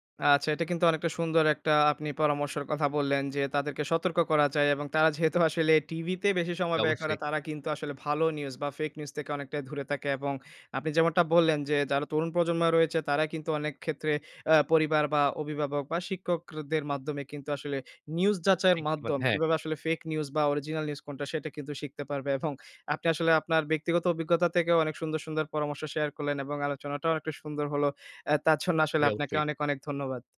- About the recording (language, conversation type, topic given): Bengali, podcast, ভুয়া খবর চিনে নিতে আপনি সাধারণত কী করেন?
- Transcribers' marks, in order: laughing while speaking: "যেহেতু আসলে"; other background noise; "দূরে" said as "ধুরে"; unintelligible speech; laughing while speaking: "এবং"; laughing while speaking: "জন্য"